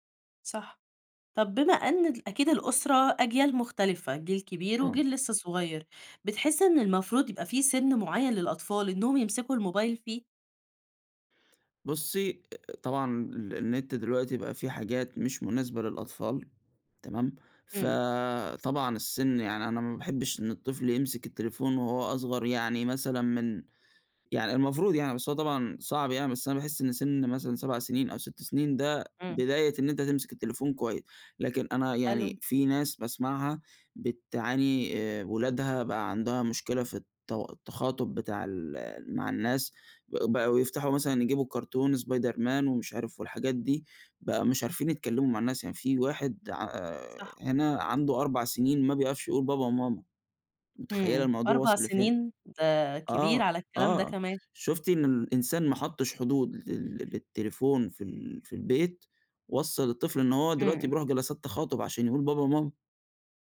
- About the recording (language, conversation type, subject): Arabic, podcast, إزاي بتحدد حدود لاستخدام التكنولوجيا مع أسرتك؟
- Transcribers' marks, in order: in English: "الكارتون سبايدرمان"